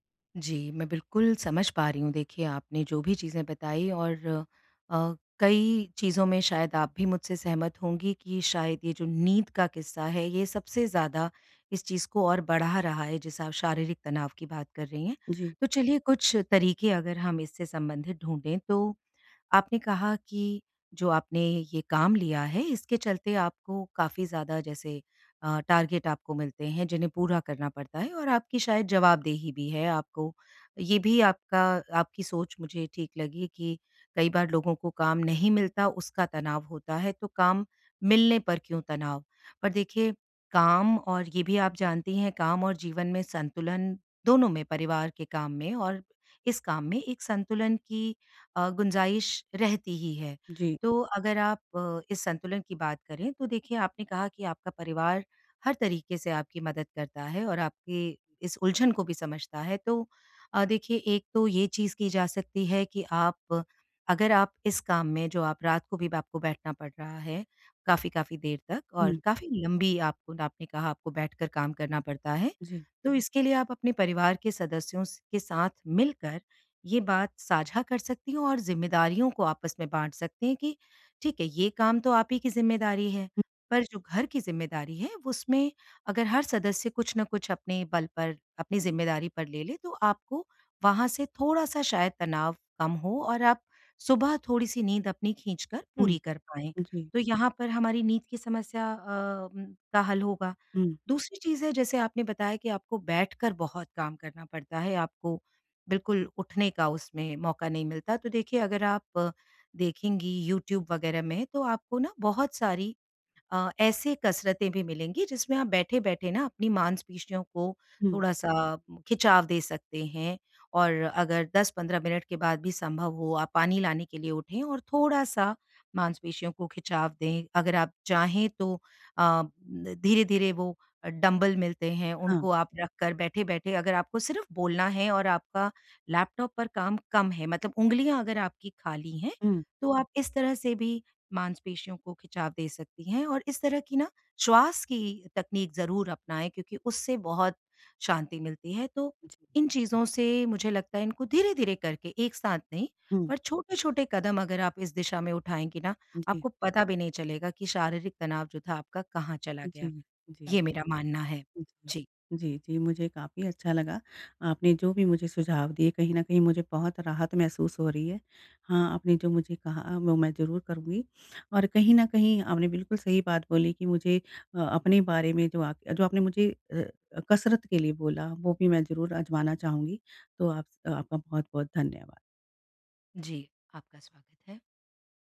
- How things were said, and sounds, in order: in English: "टारगेट"
- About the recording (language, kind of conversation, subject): Hindi, advice, शारीरिक तनाव कम करने के त्वरित उपाय
- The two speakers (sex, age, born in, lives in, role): female, 45-49, India, India, user; female, 50-54, India, India, advisor